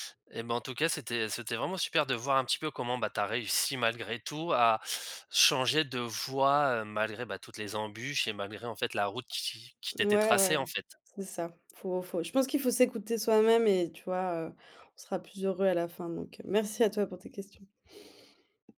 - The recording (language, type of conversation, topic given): French, podcast, Comment ta famille réagit-elle quand tu choisis une voie différente ?
- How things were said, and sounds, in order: other background noise; tapping